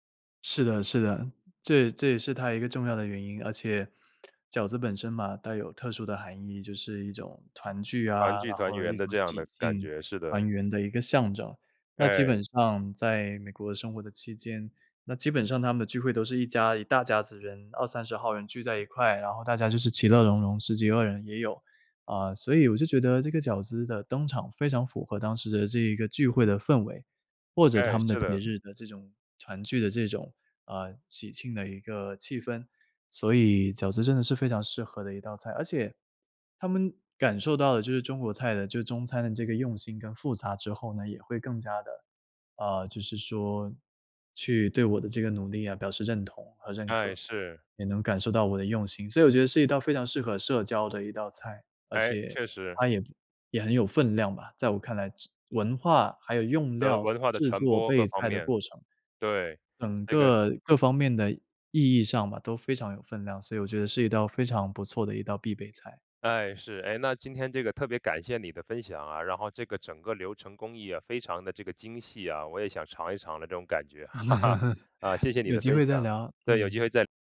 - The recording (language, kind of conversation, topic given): Chinese, podcast, 节日聚会时，你们家通常必做的那道菜是什么？
- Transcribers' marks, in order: tapping; chuckle; laugh; other noise